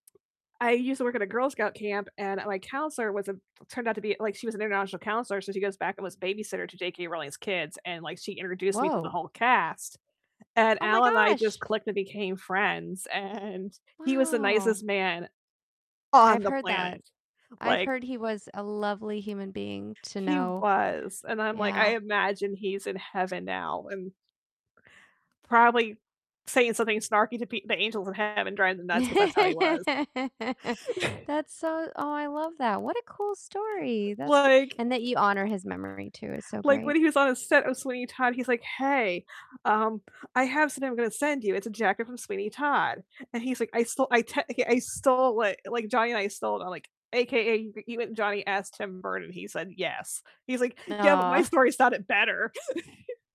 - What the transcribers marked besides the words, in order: other background noise; distorted speech; laughing while speaking: "and"; tapping; laugh; chuckle; scoff; chuckle
- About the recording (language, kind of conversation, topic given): English, unstructured, How do you discover new music these days, and which finds have really stuck with you?
- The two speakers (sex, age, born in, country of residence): female, 45-49, United States, United States; female, 45-49, United States, United States